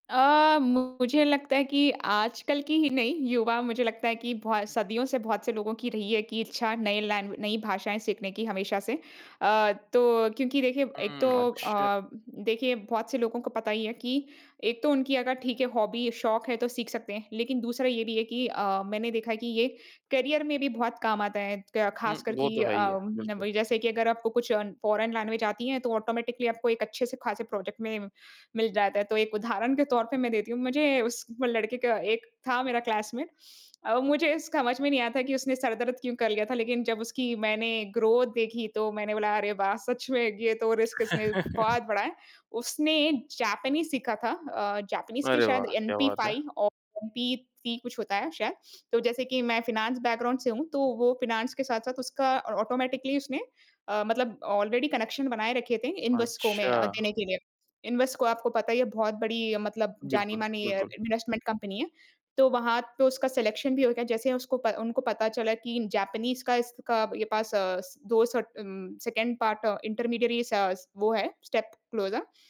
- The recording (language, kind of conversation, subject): Hindi, podcast, नई भाषा सीखने के व्यावहारिक छोटे रास्ते क्या हैं?
- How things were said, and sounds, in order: in English: "हॉबी"; in English: "करियर"; in English: "फ़ॉरेन लैंग्वेज़"; in English: "ऑटोमैटिकली"; in English: "प्रोजेक्ट"; in English: "क्लासमेट"; "समझ" said as "कमझ"; in English: "ग्रोथ"; laugh; in English: "रिस्क"; in English: "एमपी-फाइव"; in English: "एमपी-थ्री"; in English: "फाइनेंस बैकग्राउंड"; in English: "फ़ाइनेंस"; in English: "ऑटोमैटिकली"; in English: "ऑलरेडी कनेक्शन"; in English: "इन्वेस्टमेंट"; in English: "सिलेक्शन"; in English: "सेकंड पार्ट इंटरमीडियरी"; in English: "स्टेप क्लोज़र"